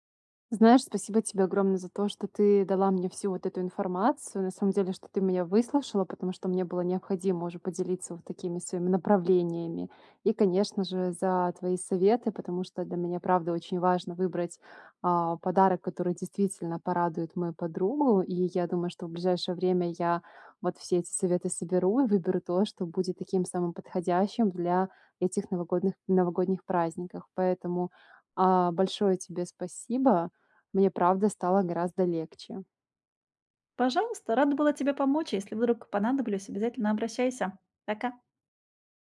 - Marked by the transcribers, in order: tapping
- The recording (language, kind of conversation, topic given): Russian, advice, Как подобрать подарок, который действительно порадует человека и не будет лишним?